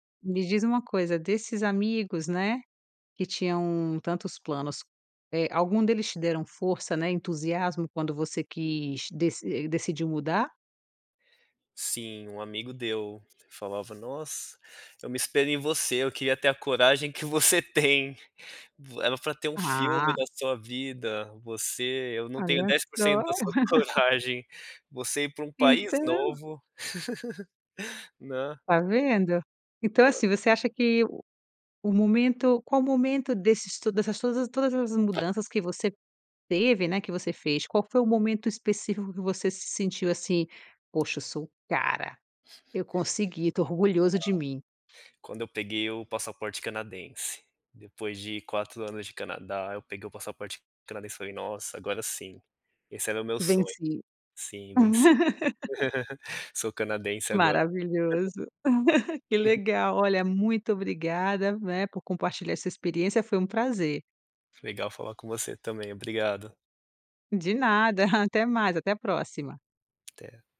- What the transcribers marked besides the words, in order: laugh; laugh; other noise; unintelligible speech; laugh; chuckle
- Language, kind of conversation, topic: Portuguese, podcast, Como foi o momento em que você se orgulhou da sua trajetória?